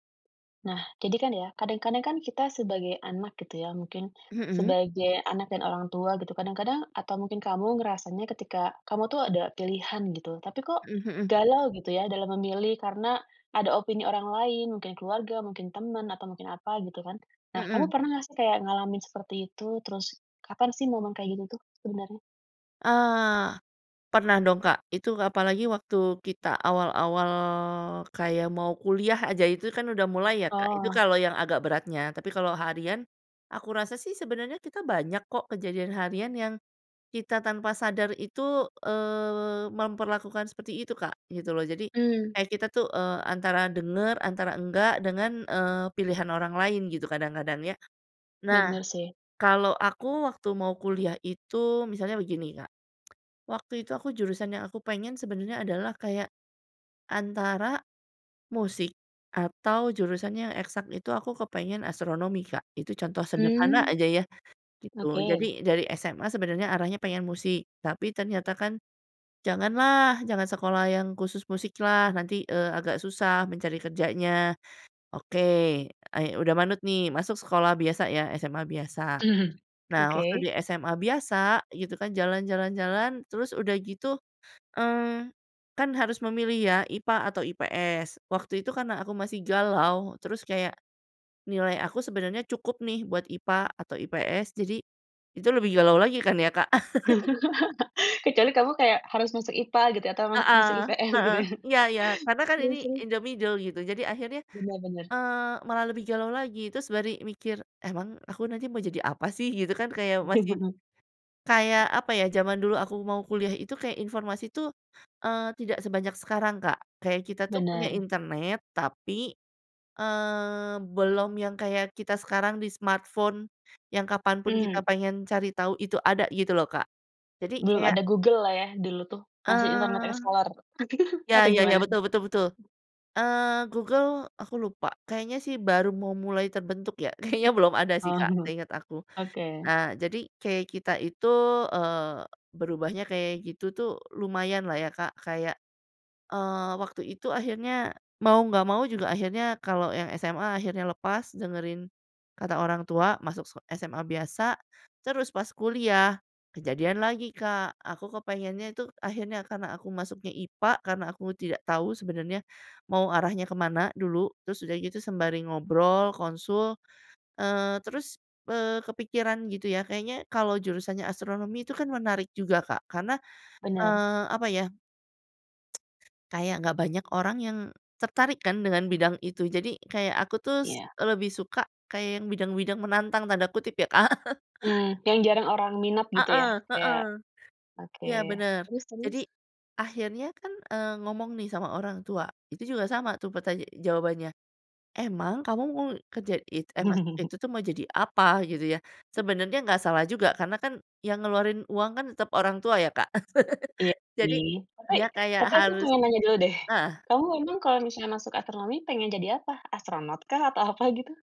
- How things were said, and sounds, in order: tsk; laugh; chuckle; laughing while speaking: "gitu ya?"; in English: "in the middle"; "baru" said as "bari"; chuckle; other background noise; in English: "smartphone"; chuckle; laughing while speaking: "kayaknya"; chuckle; tsk; chuckle; chuckle; chuckle
- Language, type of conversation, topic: Indonesian, podcast, Seberapa penting opini orang lain saat kamu galau memilih?